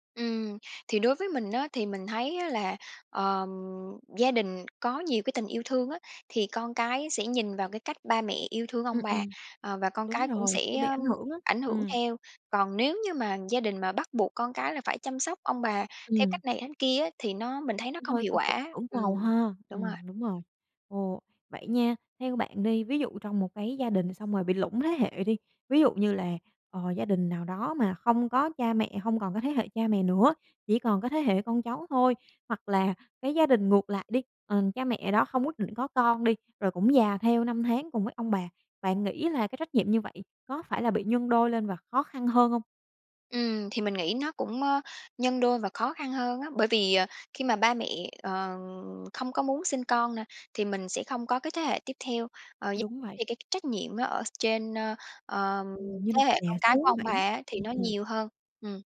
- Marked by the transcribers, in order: tapping; unintelligible speech; unintelligible speech
- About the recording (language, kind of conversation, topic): Vietnamese, podcast, Bạn thấy trách nhiệm chăm sóc ông bà nên thuộc về thế hệ nào?